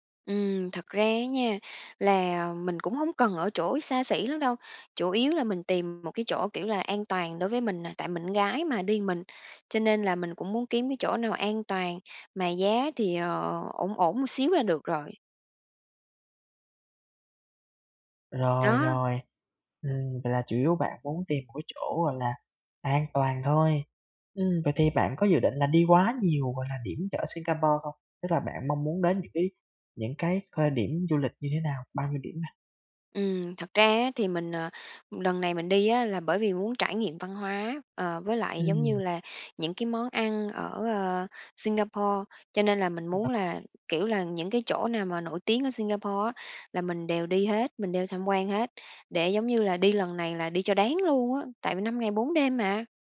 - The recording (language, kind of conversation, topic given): Vietnamese, advice, Làm sao để du lịch khi ngân sách rất hạn chế?
- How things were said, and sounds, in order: other background noise; tapping; unintelligible speech